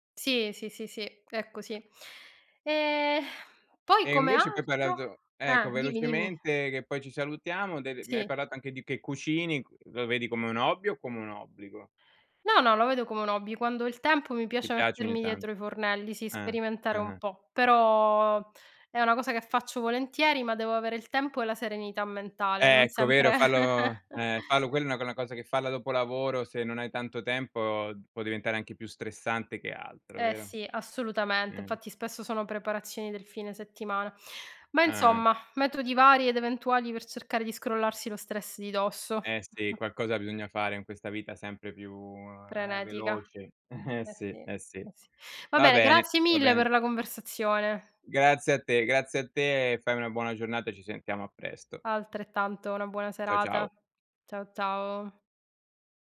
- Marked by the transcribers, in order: exhale; laughing while speaking: "sempre"; chuckle; tapping; chuckle; laughing while speaking: "Eh"
- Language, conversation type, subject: Italian, unstructured, Come ti rilassi dopo una giornata stressante?